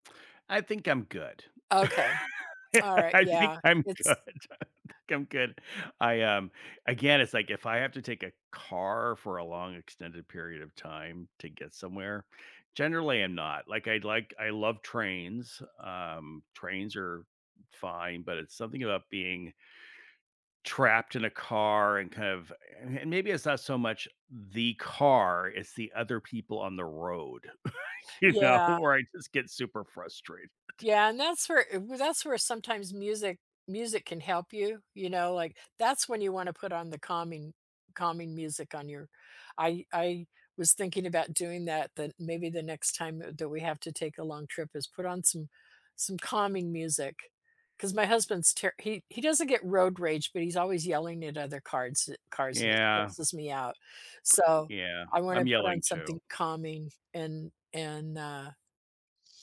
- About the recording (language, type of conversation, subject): English, unstructured, Which songs would you add to your road trip playlist today, and which stops would you plan?
- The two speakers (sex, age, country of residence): female, 70-74, United States; male, 65-69, United States
- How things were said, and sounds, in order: chuckle; laughing while speaking: "I think I'm good. I think"; stressed: "car"; chuckle; laughing while speaking: "you know? Where"; other background noise; tapping